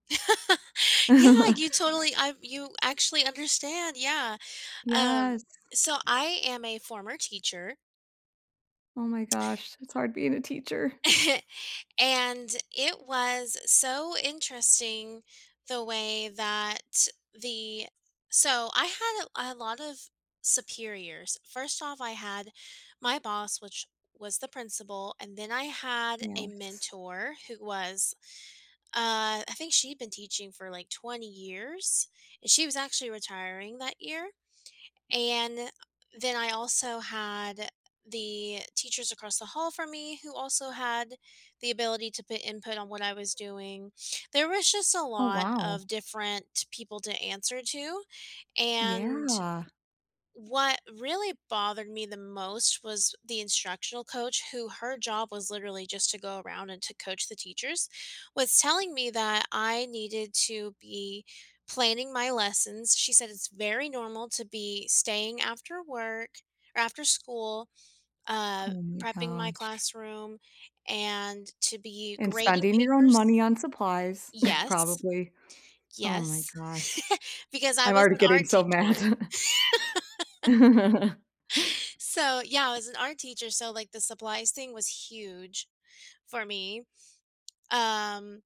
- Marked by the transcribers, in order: laugh; chuckle; chuckle; laugh; chuckle; laugh; chuckle; tapping
- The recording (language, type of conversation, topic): English, unstructured, What fears come up when you try to set boundaries at work?
- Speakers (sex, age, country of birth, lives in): female, 30-34, United States, United States; female, 30-34, United States, United States